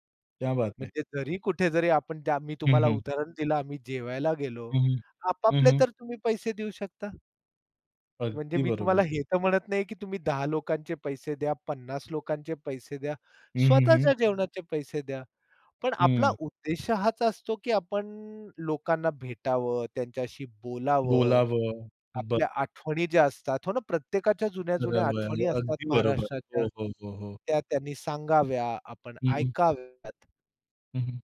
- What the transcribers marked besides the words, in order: none
- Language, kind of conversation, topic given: Marathi, podcast, समुदाय तयार करण्यासाठी सुरुवात करताना तुम्ही सर्वात आधी काय कराल?